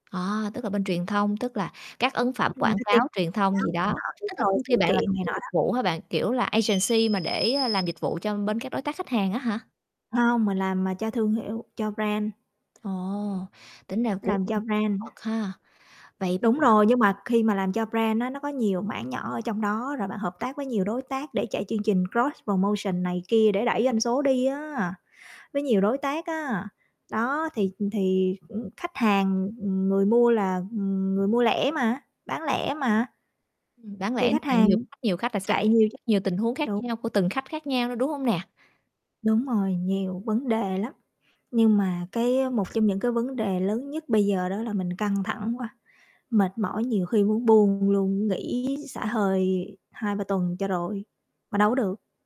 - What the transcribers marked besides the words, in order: distorted speech; other background noise; in English: "agency"; static; in English: "brand"; unintelligible speech; in English: "brand"; in English: "brand"; in English: "cross promotion"; tapping; mechanical hum
- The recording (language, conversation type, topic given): Vietnamese, advice, Bạn đang cảm thấy căng thẳng như thế nào khi phải xử lý nhiều việc cùng lúc và các hạn chót dồn dập?